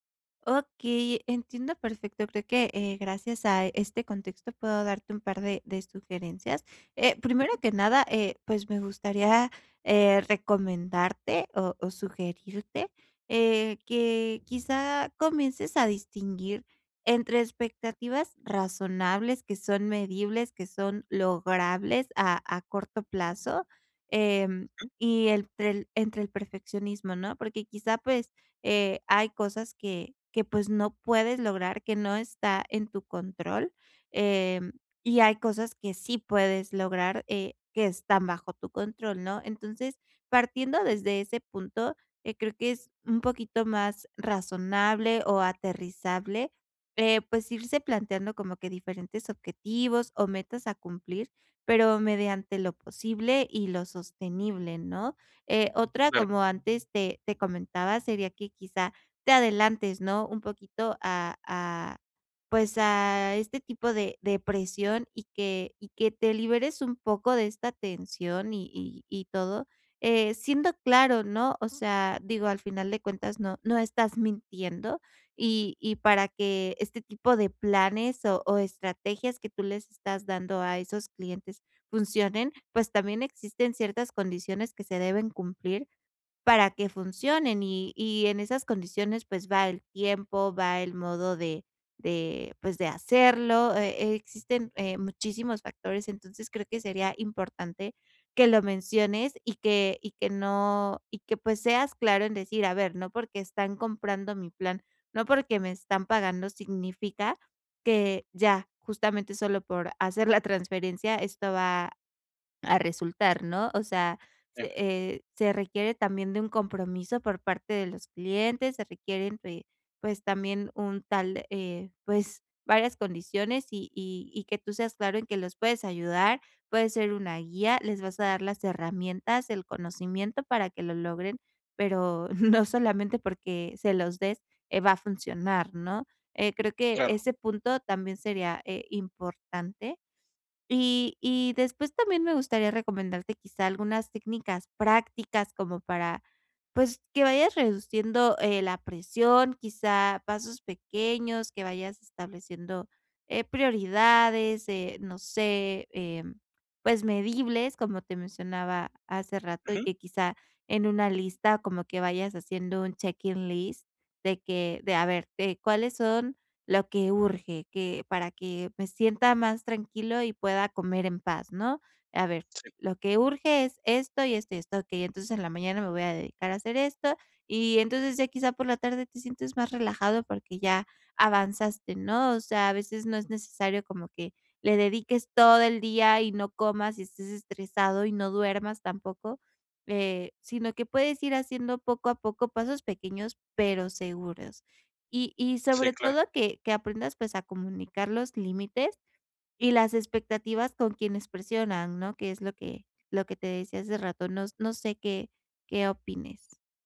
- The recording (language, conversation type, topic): Spanish, advice, ¿Cómo puedo manejar la presión de tener que ser perfecto todo el tiempo?
- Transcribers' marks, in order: other background noise; laughing while speaking: "no"; in English: "check in list"